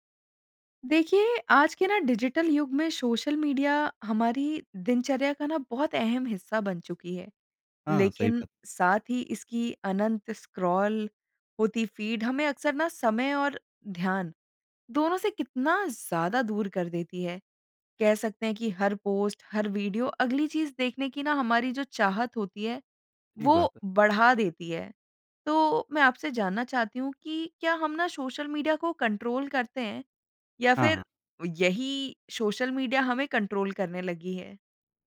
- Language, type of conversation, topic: Hindi, podcast, सोशल मीडिया की अनंत फीड से आप कैसे बचते हैं?
- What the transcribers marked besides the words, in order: in English: "फीड"; in English: "पोस्ट"; in English: "कंट्रोल"; in English: "कंट्रोल"